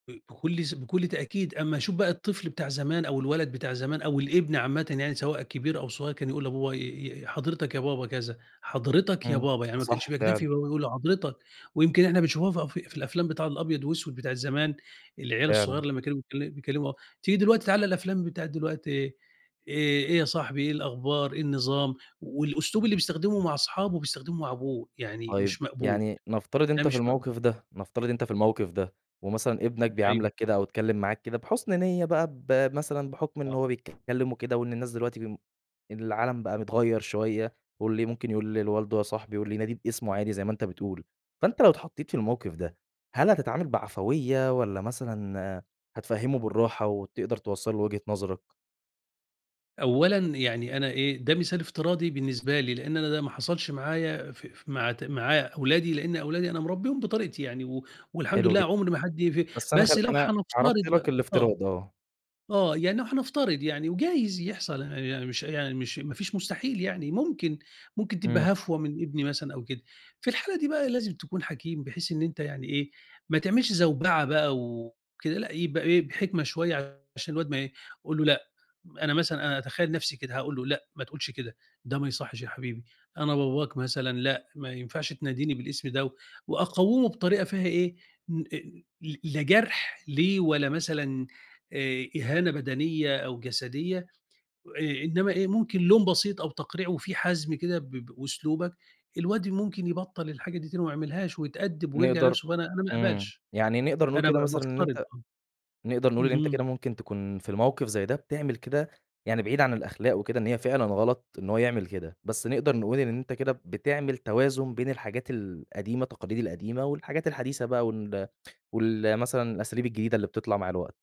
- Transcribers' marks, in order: unintelligible speech; tapping; other background noise
- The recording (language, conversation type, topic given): Arabic, podcast, إزاي بتحافظوا على التوازن بين الحداثة والتقليد في حياتكم؟